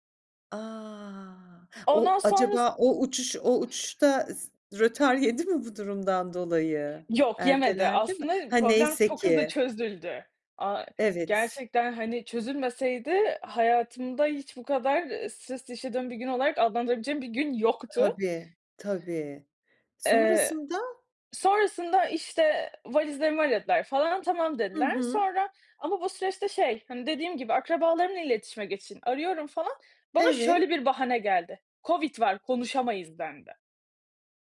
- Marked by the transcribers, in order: gasp; other background noise
- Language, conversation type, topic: Turkish, podcast, Seyahatin sırasında başına gelen unutulmaz bir olayı anlatır mısın?